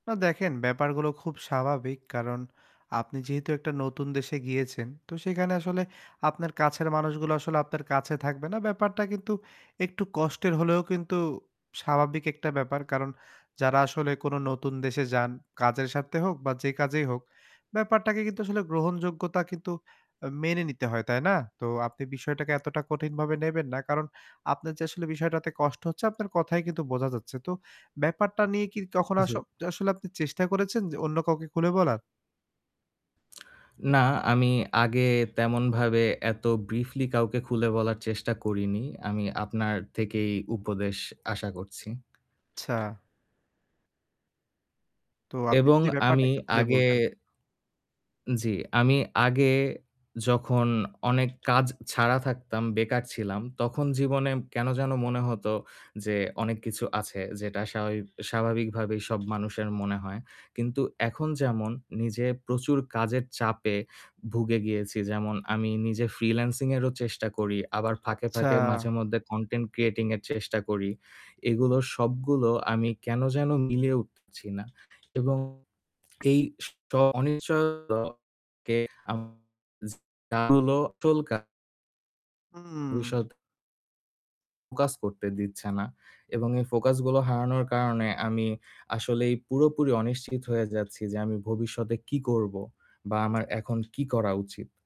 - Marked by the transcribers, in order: distorted speech; static; tapping; lip smack; other background noise; unintelligible speech
- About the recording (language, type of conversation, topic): Bengali, advice, আপনি কি নিজের আসল পরিচয় বুঝতে অনিশ্চয়তা অনুভব করছেন?